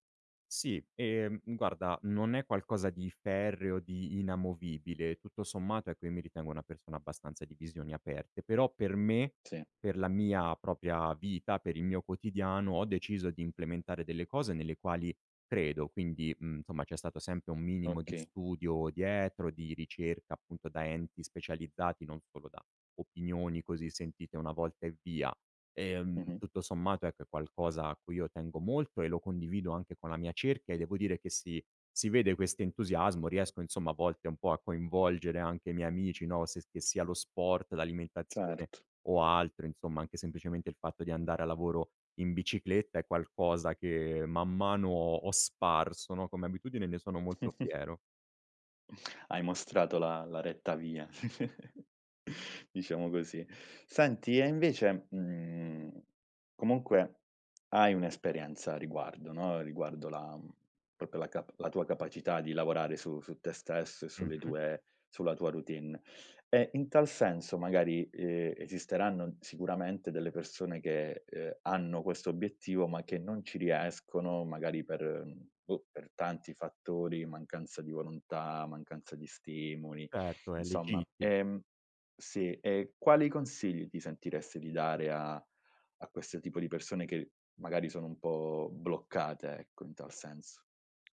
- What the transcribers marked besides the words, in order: "propria" said as "propia"; "insomma" said as "nsomma"; chuckle; chuckle; other background noise
- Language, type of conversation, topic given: Italian, podcast, Quali piccole abitudini quotidiane hanno cambiato la tua vita?